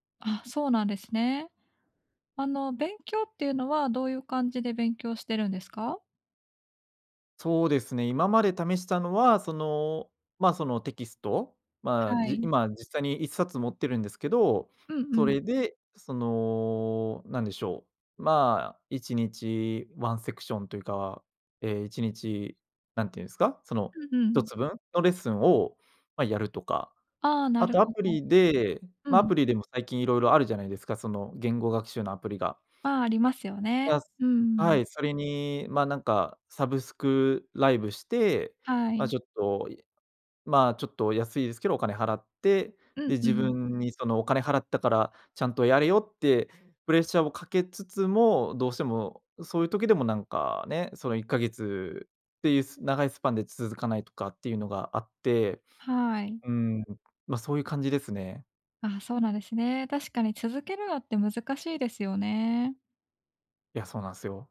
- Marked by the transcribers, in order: none
- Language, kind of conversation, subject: Japanese, advice, 最初はやる気があるのにすぐ飽きてしまうのですが、どうすれば続けられますか？